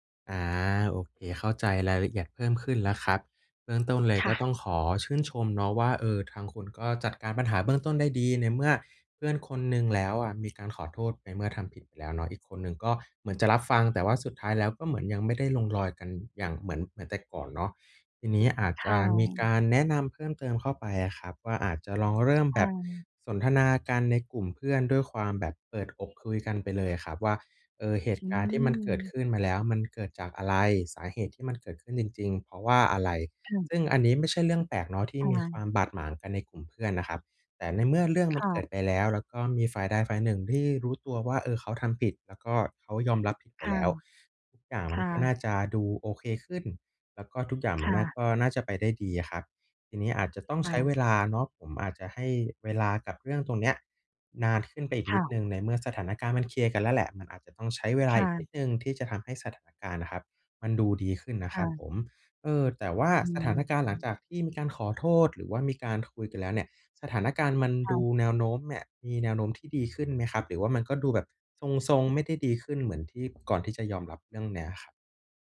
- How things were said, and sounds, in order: none
- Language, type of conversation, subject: Thai, advice, ฉันควรทำอย่างไรเพื่อรักษาความสัมพันธ์หลังเหตุการณ์สังสรรค์ที่ทำให้อึดอัด?